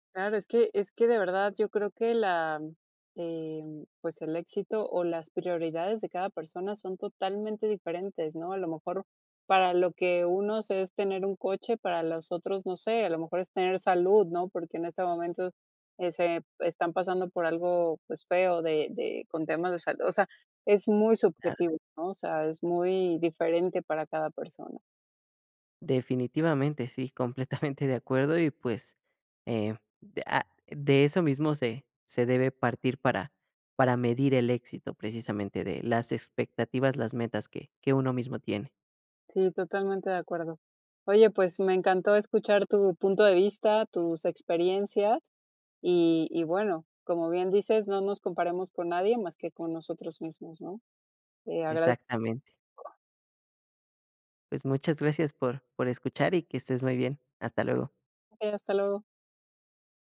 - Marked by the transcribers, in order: laughing while speaking: "completamente"
- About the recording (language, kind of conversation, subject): Spanish, podcast, ¿Qué significa para ti tener éxito?